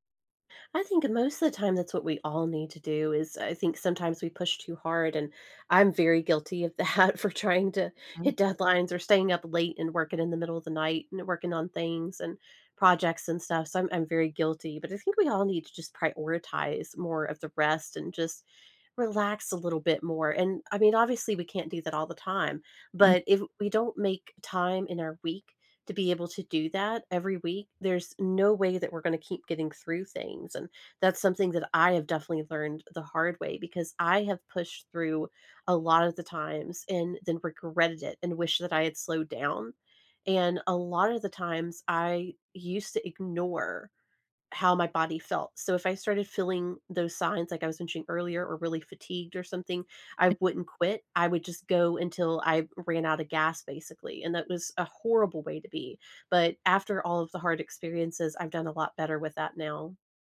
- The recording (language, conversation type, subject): English, unstructured, How can one tell when to push through discomfort or slow down?
- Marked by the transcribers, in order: laughing while speaking: "that"; other background noise